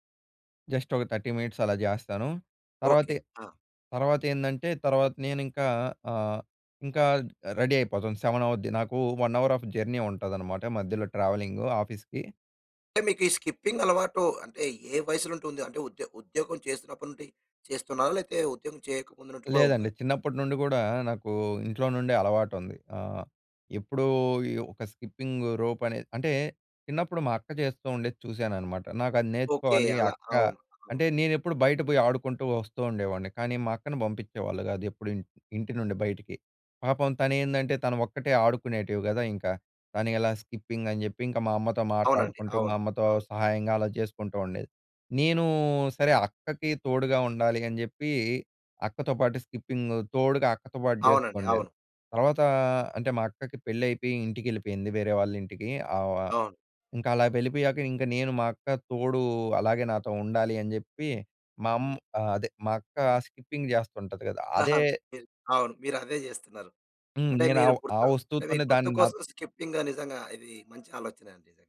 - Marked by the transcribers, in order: in English: "జస్ట్"; in English: "థర్టీ మినిట్స్"; in English: "రెడీ"; in English: "సెవెన్"; in English: "వన్ అవర్ ఆఫ్ జర్నీ"; in English: "ట్రావెలింగ్ ఆఫీస్‌కి"; in English: "స్కిప్పింగ్"; in English: "స్కిపింగ్ రోప్"; in English: "స్కిప్పింగ్"; in English: "స్కిప్పింగ్"; in English: "స్కిప్పింగ్"; giggle; in English: "స్కిప్పింగ్"
- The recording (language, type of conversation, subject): Telugu, podcast, రోజువారీ రొటీన్ మన మానసిక శాంతిపై ఎలా ప్రభావం చూపుతుంది?